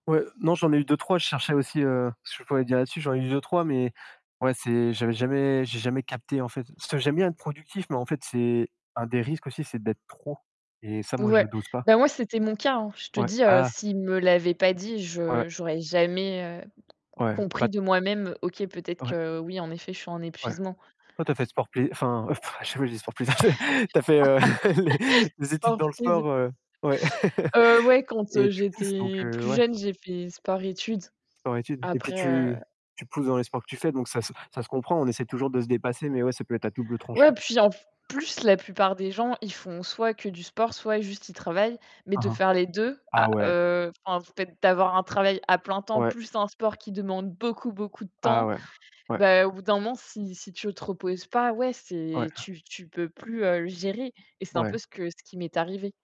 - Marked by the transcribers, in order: other background noise; distorted speech; tapping; laugh; laughing while speaking: "plaisir c'est"; chuckle; laugh; laughing while speaking: "les"; static; laugh
- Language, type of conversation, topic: French, unstructured, Comment convaincre quelqu’un qu’il a besoin de faire une pause ?